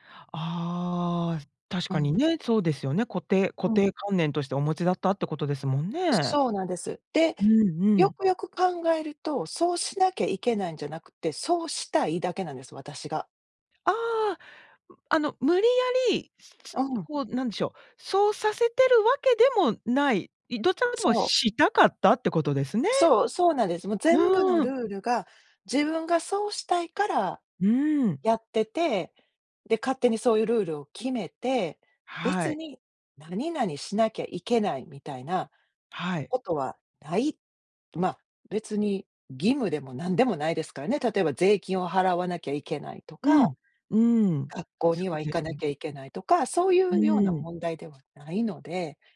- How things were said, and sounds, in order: none
- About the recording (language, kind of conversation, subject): Japanese, podcast, 自分の固定観念に気づくにはどうすればいい？